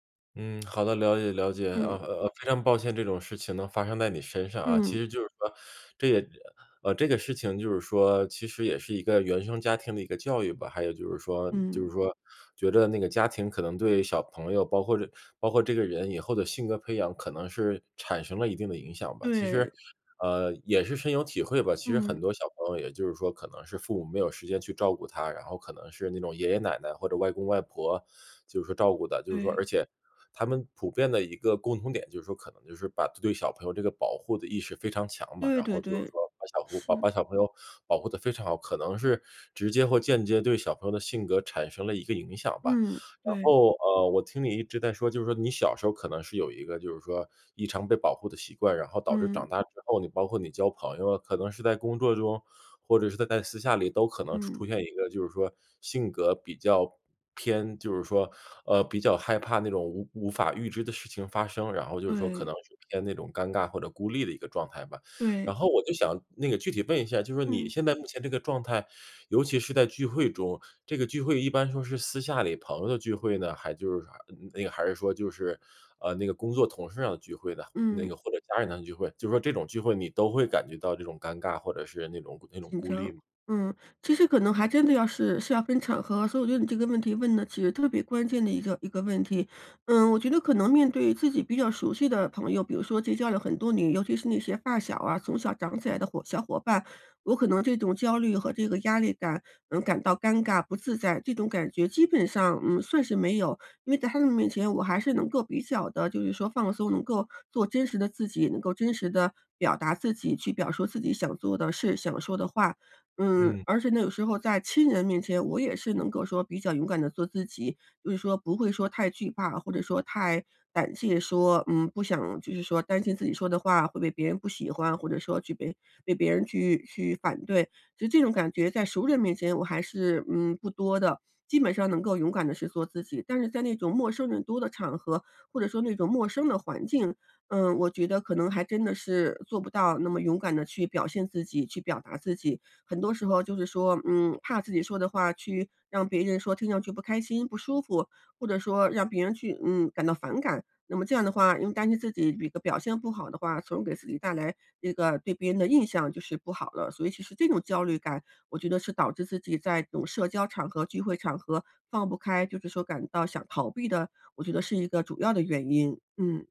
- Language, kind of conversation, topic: Chinese, advice, 在聚会中感到尴尬和孤立时，我该怎么办？
- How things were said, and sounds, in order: none